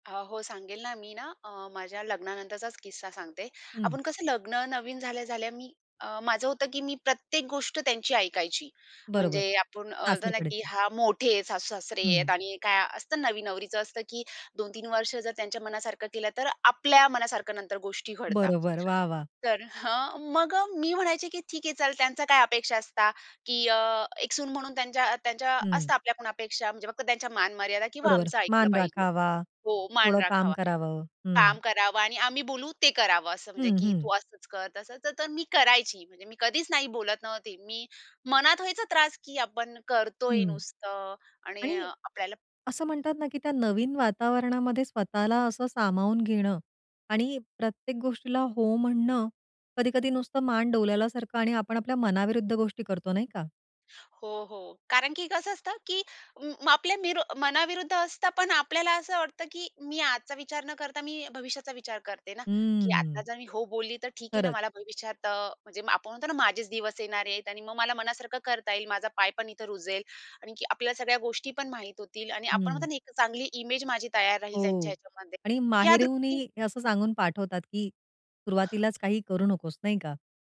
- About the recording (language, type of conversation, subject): Marathi, podcast, तुमच्या नातेसंबंधात ‘नाही’ म्हणणे कधी कठीण वाटते का?
- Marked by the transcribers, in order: laughing while speaking: "हं"; other background noise; in English: "इमेज"